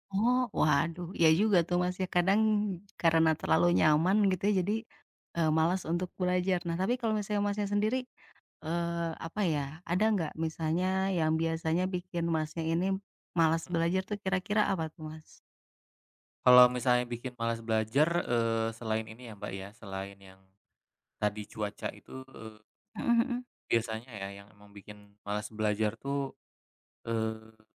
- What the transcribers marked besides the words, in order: tapping
- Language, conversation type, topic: Indonesian, unstructured, Bagaimana cara kamu mengatasi rasa malas saat belajar?